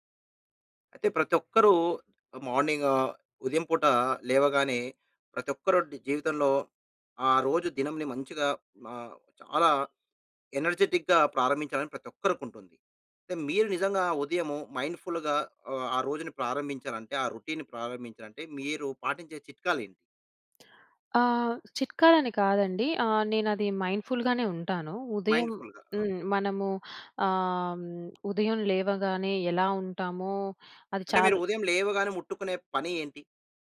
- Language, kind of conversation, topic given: Telugu, podcast, ఉదయాన్ని శ్రద్ధగా ప్రారంభించడానికి మీరు పాటించే దినచర్య ఎలా ఉంటుంది?
- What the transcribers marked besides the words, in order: in English: "మార్నింగ్"; in English: "ఎనర్జిటిక్‌గా"; in English: "మైండుఫులుగా"; in English: "రొటీన్‌ని"; in English: "మైండ్‌ఫుల్‌గానే"; in English: "మైండుఫుల్‌గా"